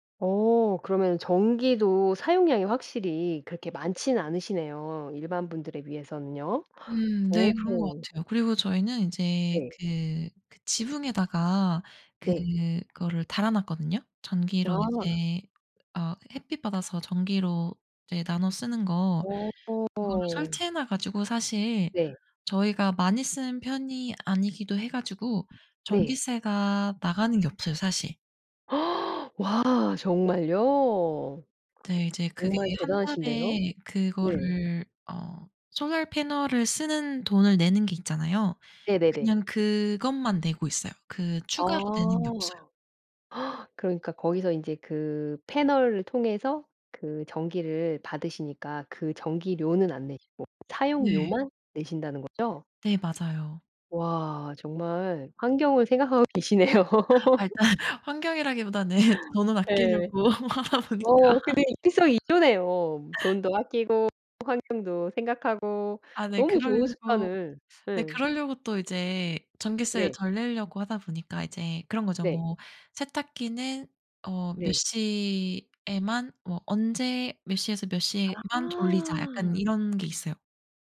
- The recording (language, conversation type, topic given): Korean, podcast, 일상에서 실천하는 친환경 습관이 무엇인가요?
- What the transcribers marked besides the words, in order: other background noise; tapping; gasp; in English: "solar panel을"; gasp; laughing while speaking: "아 맞아요. 환경이라기보다는 돈을 아끼려고 하다 보니까"; laugh; laugh